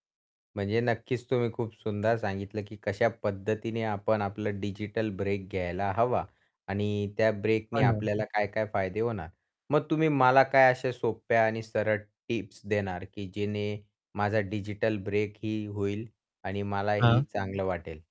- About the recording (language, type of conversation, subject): Marathi, podcast, डिजिटल ब्रेक कधी घ्यावा आणि किती वेळा घ्यावा?
- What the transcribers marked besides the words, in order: static; tapping